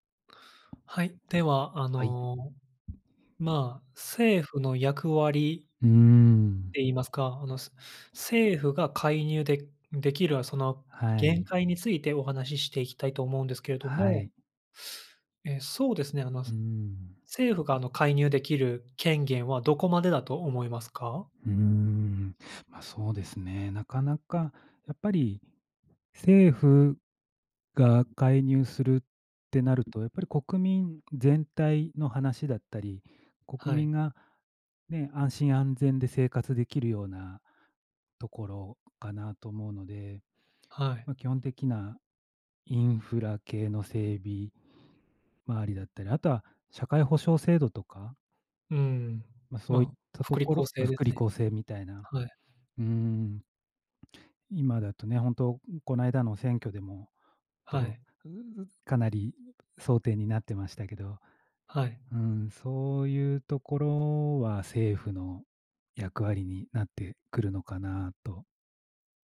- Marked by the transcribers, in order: tapping; other background noise
- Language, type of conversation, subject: Japanese, unstructured, 政府の役割はどこまであるべきだと思いますか？